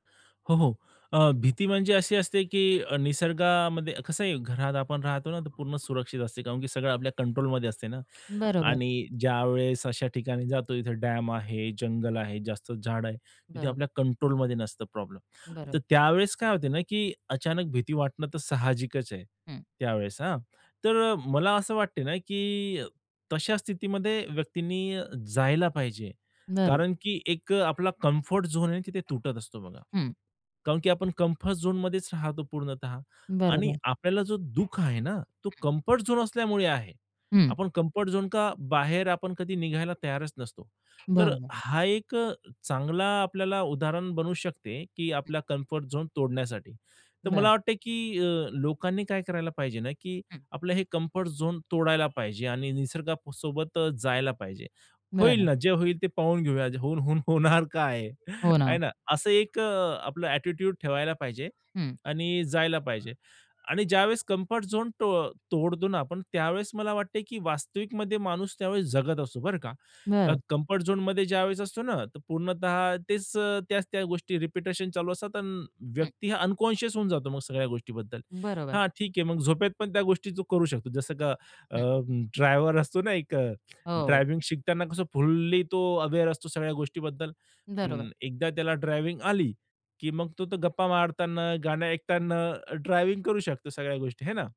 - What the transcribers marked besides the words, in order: tapping; other background noise; in English: "कम्फर्ट झोन"; in English: "कम्फर्ट झोनमध्येच"; in English: "कम्फर्ट झोन"; in English: "कम्फर्ट झोनच्या"; in English: "कम्फर्ट झोन"; in English: "कम्फर्ट झोन"; laughing while speaking: "होऊन-होऊन होणार काय आहे ना"; in English: "ॲटिट्यूड"; laughing while speaking: "ड्रायव्हर असतो ना एक ड्रायव्हिंग … गोष्टी आहे ना"
- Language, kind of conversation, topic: Marathi, podcast, निसर्गाची शांतता तुझं मन कसं बदलते?